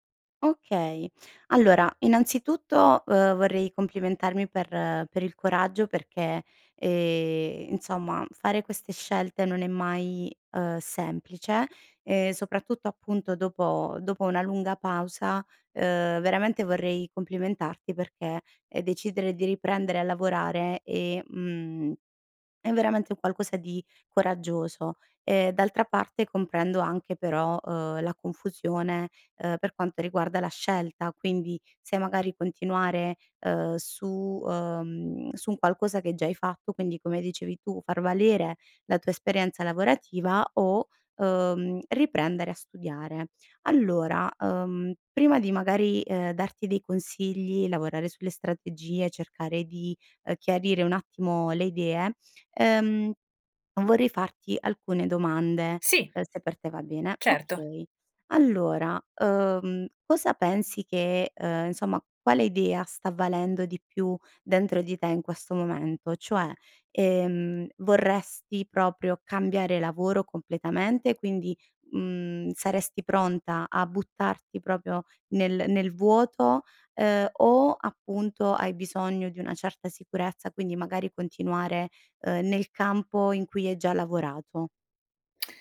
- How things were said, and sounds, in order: "insomma" said as "inzomma"; tapping
- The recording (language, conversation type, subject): Italian, advice, Dovrei tornare a studiare o specializzarmi dopo anni di lavoro?